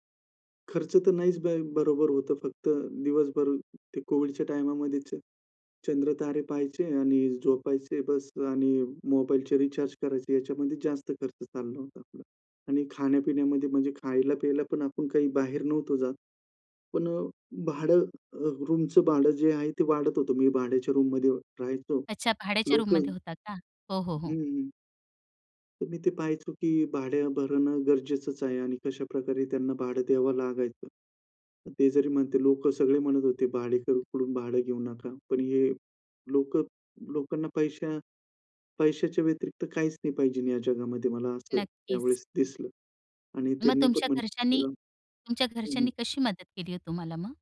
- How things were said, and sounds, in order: in English: "रूमच"; in English: "रूममध्ये"; in English: "रूममध्ये"; other noise; tapping; "पाहिजे" said as "पाहिजेन"; other background noise; unintelligible speech
- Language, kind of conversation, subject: Marathi, podcast, आर्थिक अडचणींना तुम्ही कसे सामोरे गेलात?